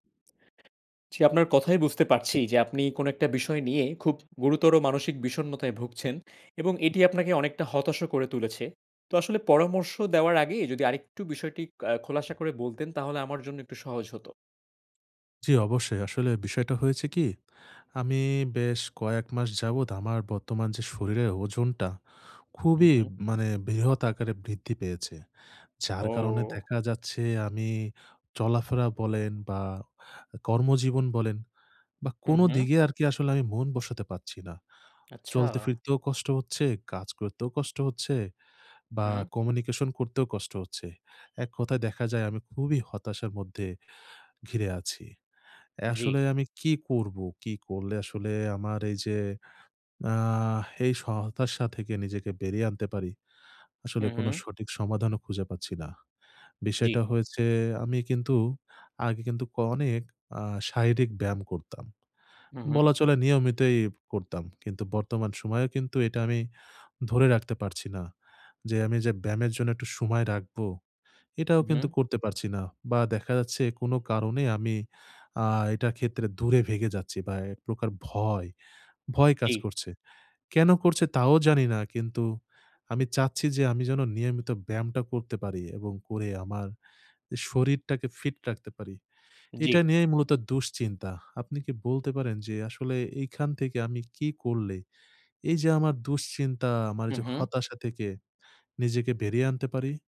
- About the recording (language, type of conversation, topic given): Bengali, advice, ব্যায়ামে নিয়মিত থাকার সহজ কৌশল
- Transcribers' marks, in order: other background noise; "হতাশও" said as "হতশও"; tapping